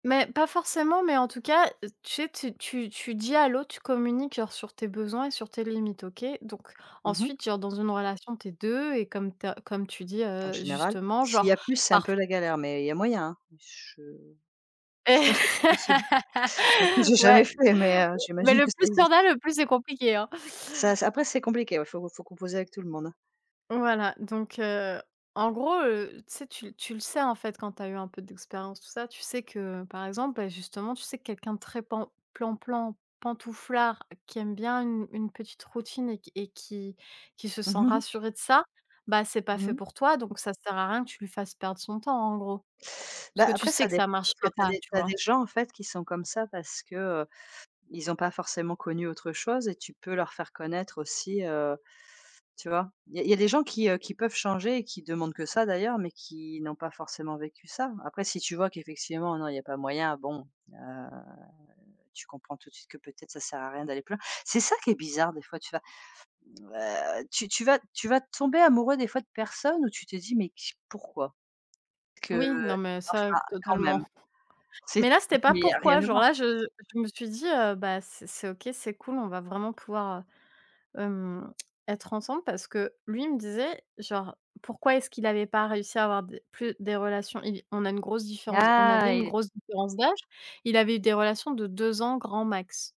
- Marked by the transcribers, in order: laugh; chuckle; stressed: "sais"; drawn out: "heu"; other background noise
- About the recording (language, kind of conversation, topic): French, unstructured, Préféreriez-vous vivre une vie guidée par la passion ou une vie placée sous le signe de la sécurité ?
- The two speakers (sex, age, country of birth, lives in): female, 30-34, France, France; female, 45-49, France, France